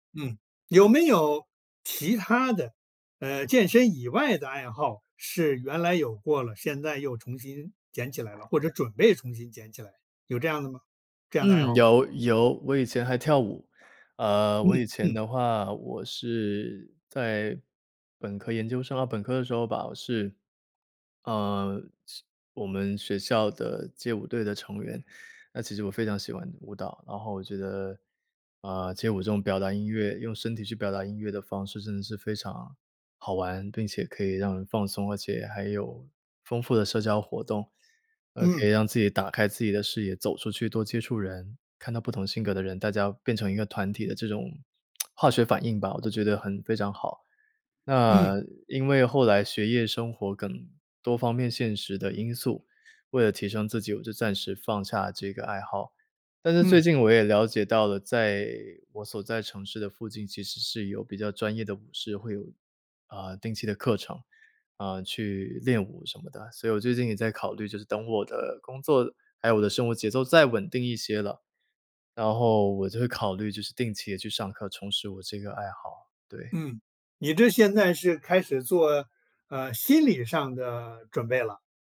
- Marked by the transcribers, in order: swallow; tsk; "等" said as "亘"
- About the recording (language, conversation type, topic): Chinese, podcast, 重拾爱好的第一步通常是什么？